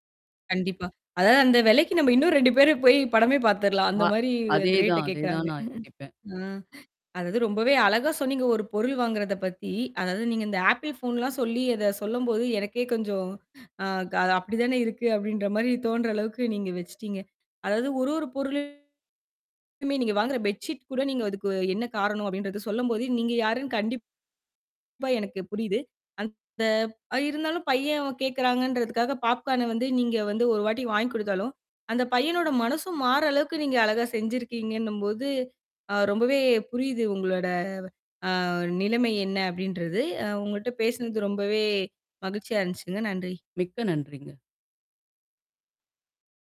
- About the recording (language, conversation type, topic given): Tamil, podcast, ஒரு பொருள் வாங்கும்போது அது உங்களை உண்மையாக பிரதிபலிக்கிறதா என்பதை நீங்கள் எப்படி முடிவெடுக்கிறீர்கள்?
- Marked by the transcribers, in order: in English: "ரேட்"; chuckle; static; in English: "ஆப்பிள் ஃபோன்"; distorted speech; in English: "பாப்கார்ன்"; tapping